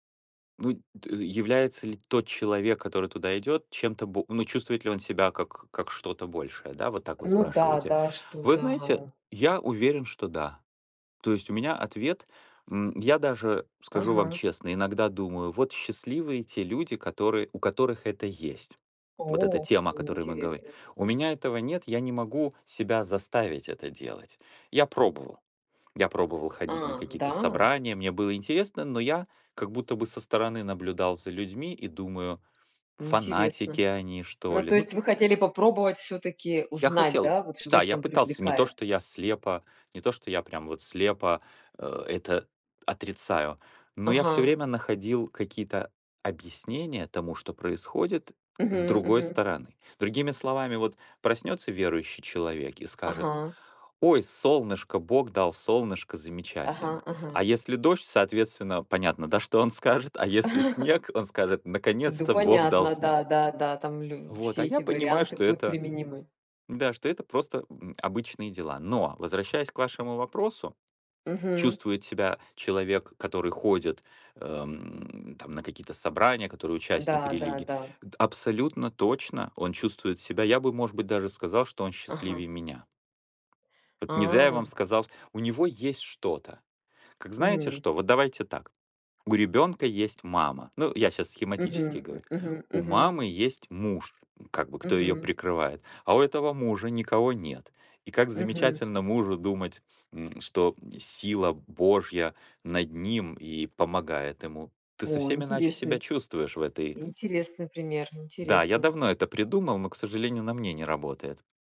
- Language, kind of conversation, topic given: Russian, unstructured, Как религиозные обряды объединяют людей?
- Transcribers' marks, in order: other background noise; chuckle; tapping